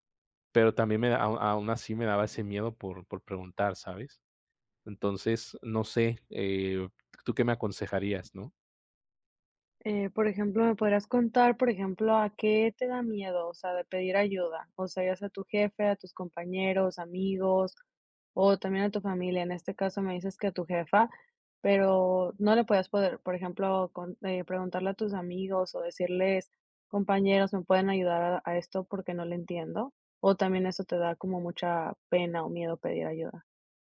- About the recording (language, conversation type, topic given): Spanish, advice, ¿Cómo te sientes cuando te da miedo pedir ayuda por parecer incompetente?
- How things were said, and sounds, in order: other background noise; tapping